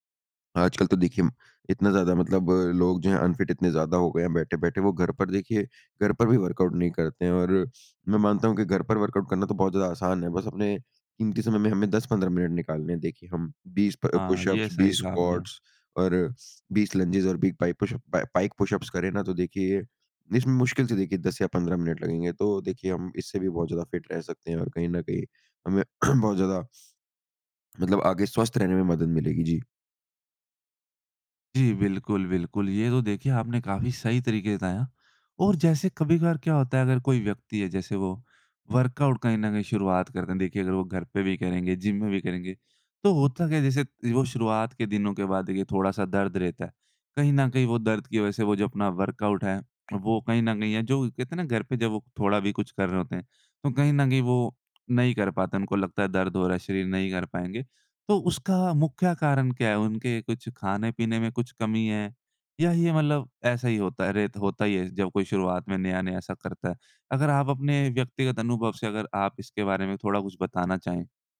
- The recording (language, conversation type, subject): Hindi, podcast, घर पर बिना जिम जाए फिट कैसे रहा जा सकता है?
- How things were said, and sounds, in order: in English: "अनफिट"; in English: "वर्कआउट"; in English: "वर्कआउट"; in English: "पुशअप्स"; in English: "स्क्वाट्स"; in English: "लंजेस"; in English: "पाइ पुशअप पाइक पुशअप्स"; in English: "फ़िट"; throat clearing; in English: "वर्कआउट"; in English: "वर्कआउट"